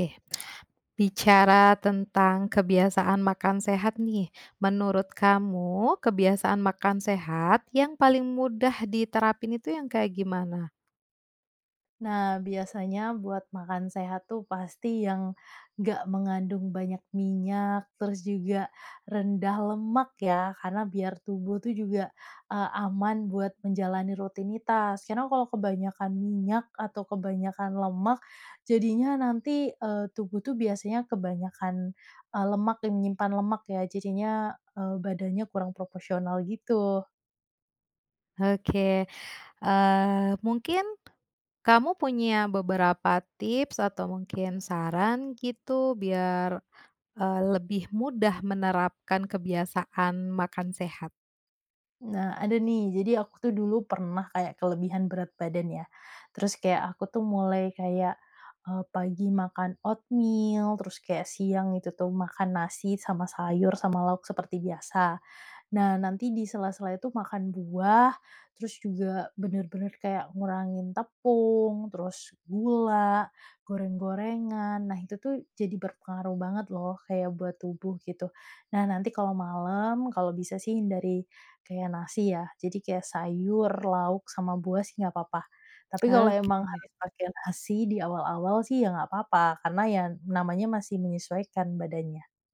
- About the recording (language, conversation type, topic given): Indonesian, podcast, Apa kebiasaan makan sehat yang paling mudah menurutmu?
- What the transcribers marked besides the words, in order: other animal sound; "jadinya" said as "jajinya"; in English: "oatmeal"